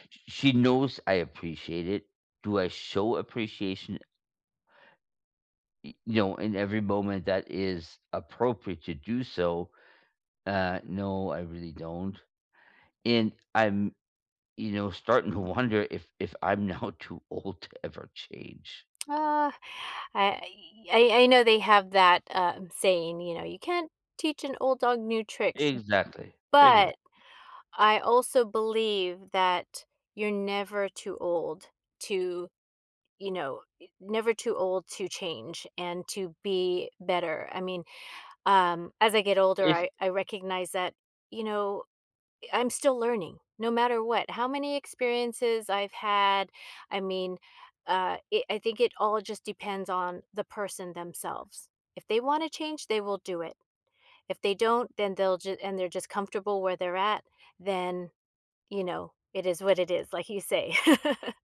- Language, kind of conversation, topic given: English, unstructured, What makes a relationship healthy?
- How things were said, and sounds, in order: laughing while speaking: "if I'm now too old to ever change"; other background noise; laugh